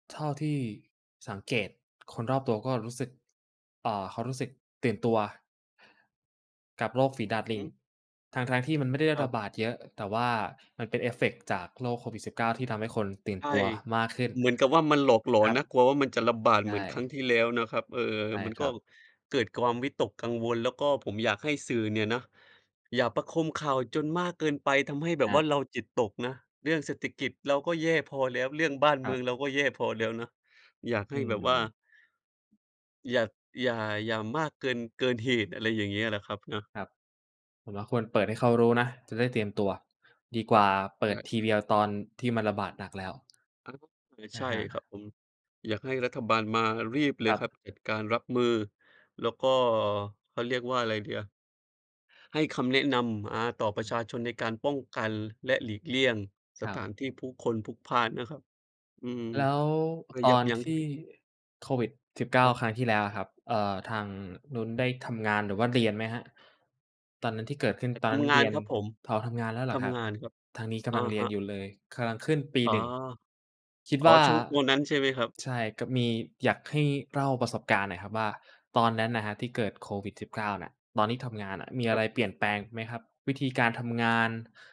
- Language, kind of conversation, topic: Thai, unstructured, โควิด-19 เปลี่ยนแปลงโลกของเราไปมากแค่ไหน?
- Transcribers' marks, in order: in English: "เอฟเฟกต์"; "ความ" said as "กวาม"; other background noise; unintelligible speech; "อ๋อ" said as "ท๋อ"; "กำลัง" said as "คะลัง"